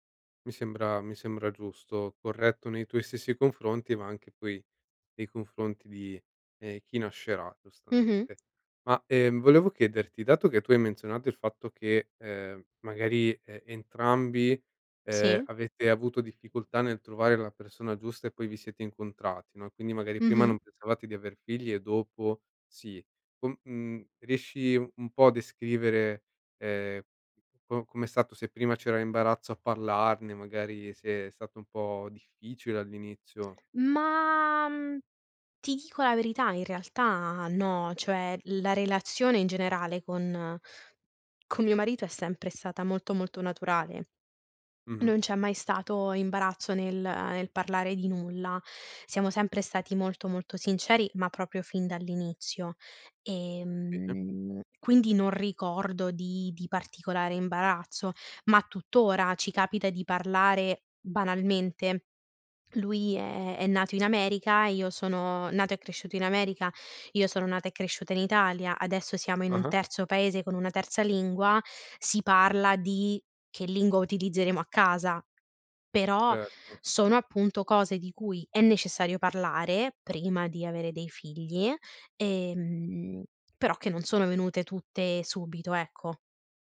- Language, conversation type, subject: Italian, podcast, Come scegliere se avere figli oppure no?
- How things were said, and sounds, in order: tapping; "proprio" said as "propio"; other background noise